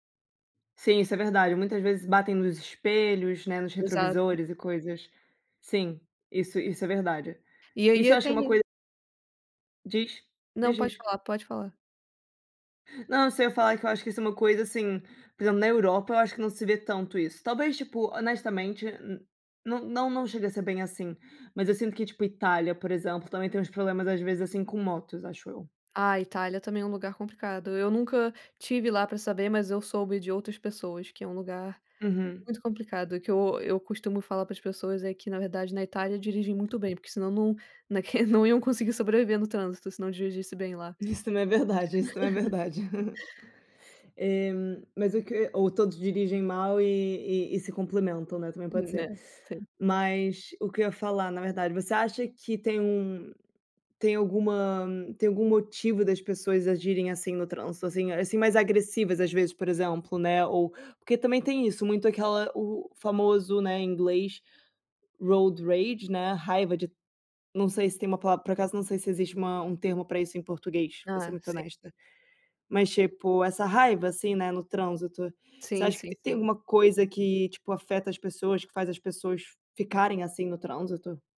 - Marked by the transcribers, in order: laughing while speaking: "Isso também é verdade, isso também é verdade"; laugh; chuckle; in English: "road rage"
- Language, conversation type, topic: Portuguese, unstructured, O que mais te irrita no comportamento das pessoas no trânsito?